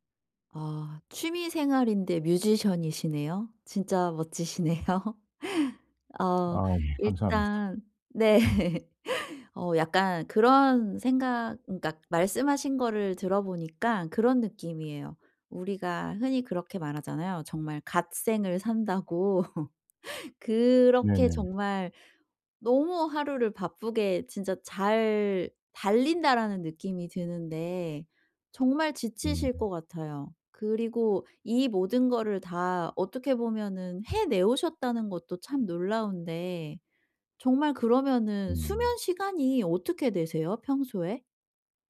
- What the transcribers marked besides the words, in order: other background noise; laughing while speaking: "멋지시네요"; laughing while speaking: "네"; laughing while speaking: "감사합니다"; tapping; laughing while speaking: "산다.고"
- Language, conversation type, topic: Korean, advice, 일상에서 더 자주 쉴 시간을 어떻게 만들 수 있을까요?